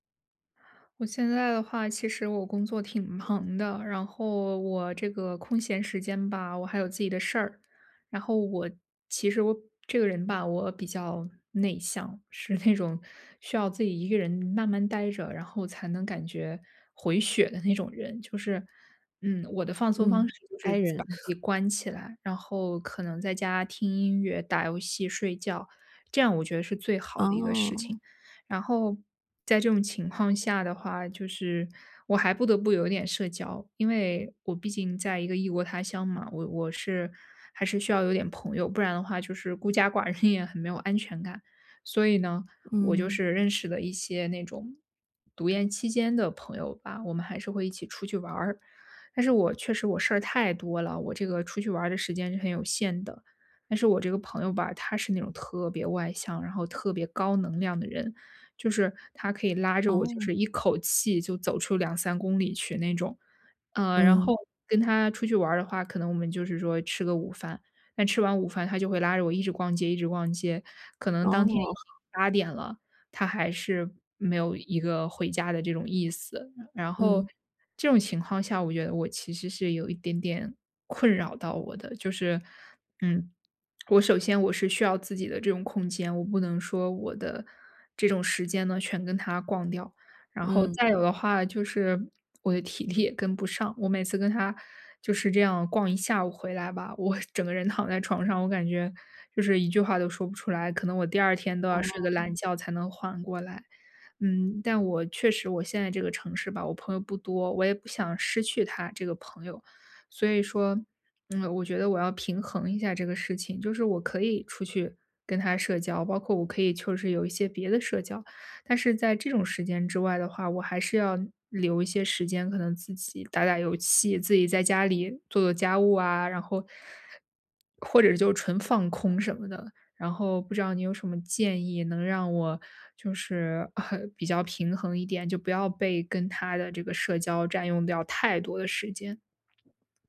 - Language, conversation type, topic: Chinese, advice, 我怎麼能更好地平衡社交與個人時間？
- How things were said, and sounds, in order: laughing while speaking: "忙的"; laughing while speaking: "那种"; laughing while speaking: "那"; chuckle; other background noise; swallow; laughing while speaking: "体力"; laughing while speaking: "啊"